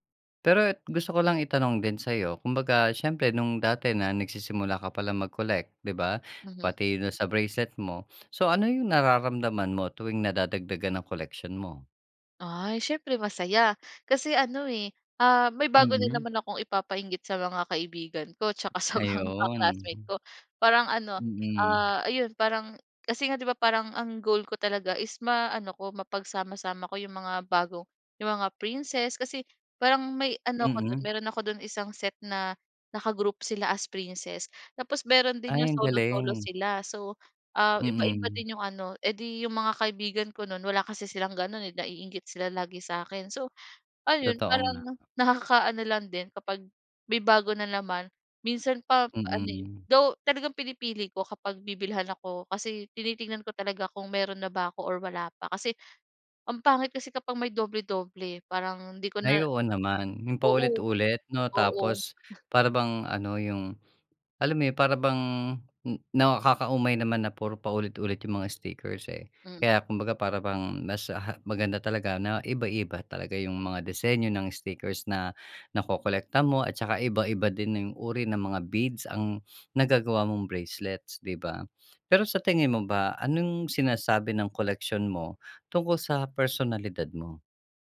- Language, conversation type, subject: Filipino, podcast, May koleksyon ka ba noon, at bakit mo ito kinolekta?
- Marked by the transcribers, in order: gasp; gasp; tapping; laughing while speaking: "mga ka-classmate ko"; gasp; gasp; gasp